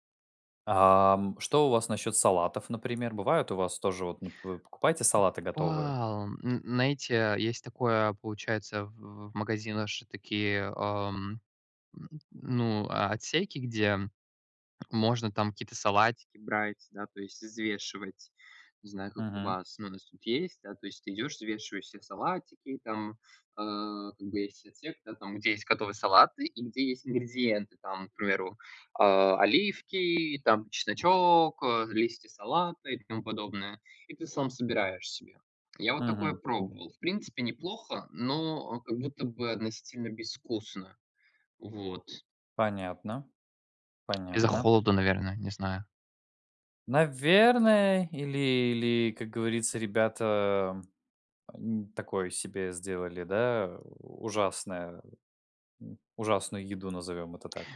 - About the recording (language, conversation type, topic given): Russian, unstructured, Что вас больше всего раздражает в готовых блюдах из магазина?
- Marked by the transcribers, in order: other background noise; tapping